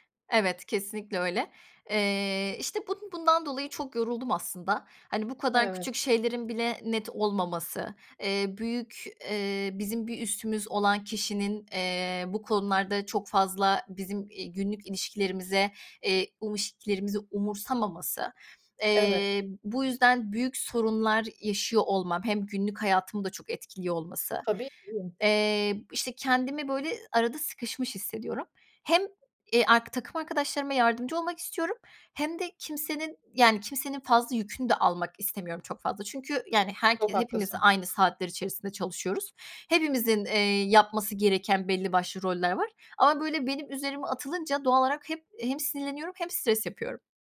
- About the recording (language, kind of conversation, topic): Turkish, advice, İş arkadaşlarınızla görev paylaşımı konusunda yaşadığınız anlaşmazlık nedir?
- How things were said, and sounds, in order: tapping; other noise